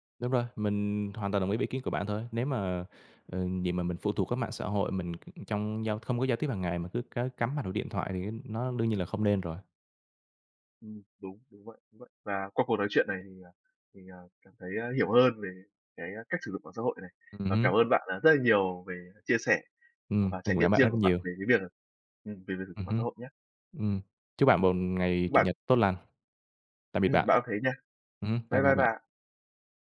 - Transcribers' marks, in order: tapping
- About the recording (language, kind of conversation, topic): Vietnamese, unstructured, Bạn thấy ảnh hưởng của mạng xã hội đến các mối quan hệ như thế nào?